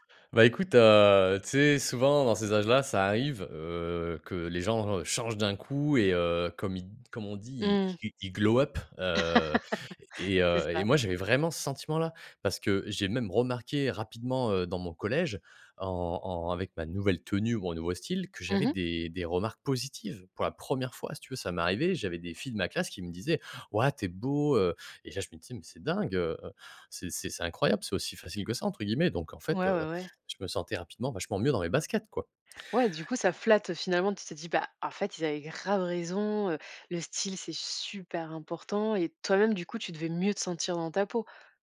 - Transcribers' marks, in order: in English: "glow up"; laugh; stressed: "positives"; stressed: "première"; stressed: "grave"; stressed: "super"; stressed: "mieux"
- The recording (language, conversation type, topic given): French, podcast, As-tu déjà fait une transformation radicale de style ?